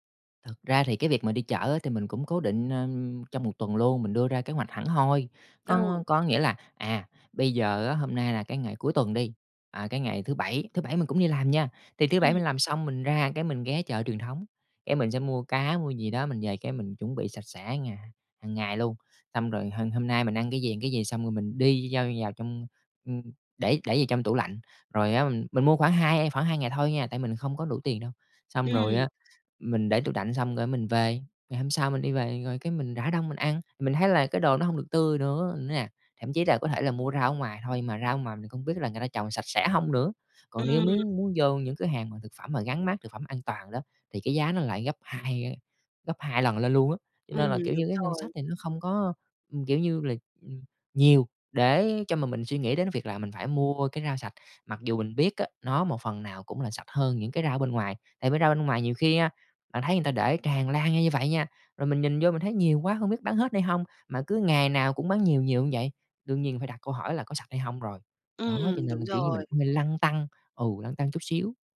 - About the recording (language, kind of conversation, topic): Vietnamese, advice, Làm sao để mua thực phẩm lành mạnh khi bạn đang gặp hạn chế tài chính?
- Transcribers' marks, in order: tapping; other background noise